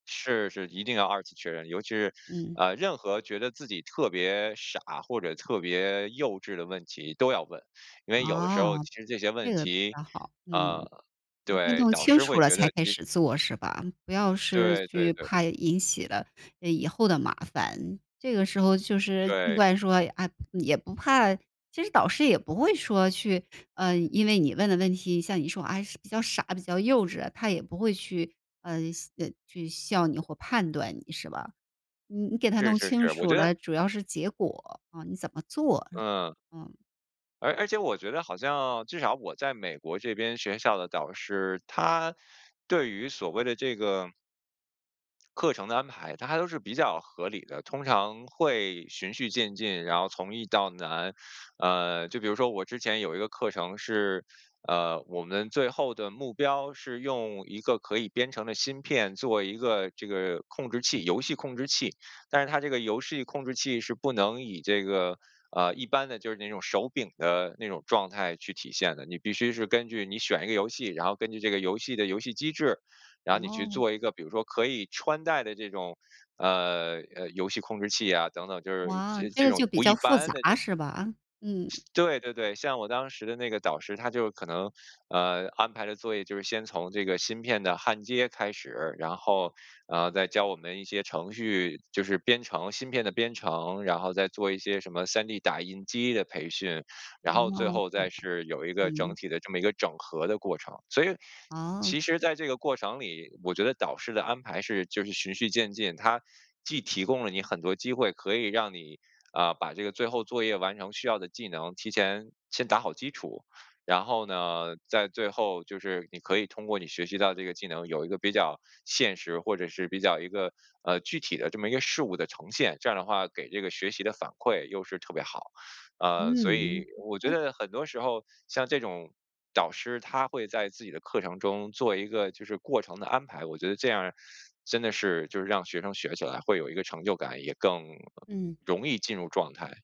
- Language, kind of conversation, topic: Chinese, podcast, 你是怎样把导师的建议落地执行的?
- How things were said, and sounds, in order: tapping; other background noise